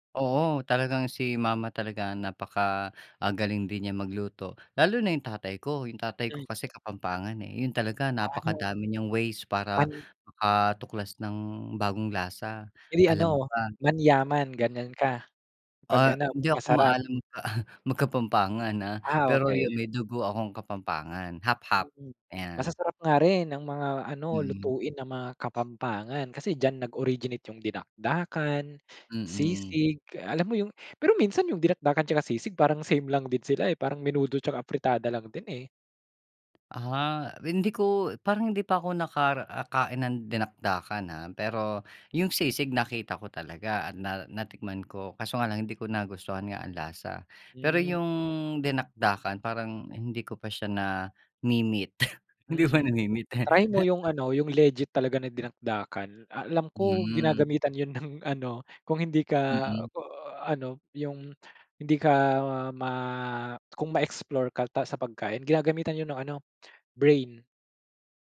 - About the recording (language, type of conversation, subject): Filipino, podcast, Ano ang paborito mong paraan para tuklasin ang mga bagong lasa?
- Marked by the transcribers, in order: snort; chuckle; other background noise